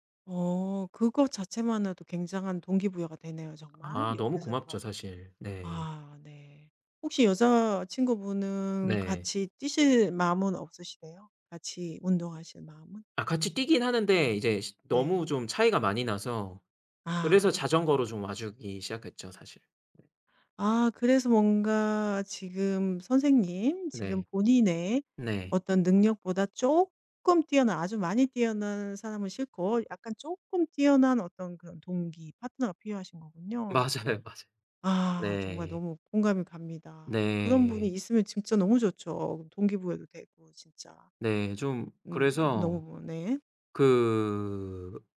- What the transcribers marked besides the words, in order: tapping; laughing while speaking: "맞아요, 맞아요"; drawn out: "그"
- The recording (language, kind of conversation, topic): Korean, advice, 혼자 운동할 때 외로움을 덜기 위해 동기 부여나 함께할 파트너를 어떻게 찾을 수 있을까요?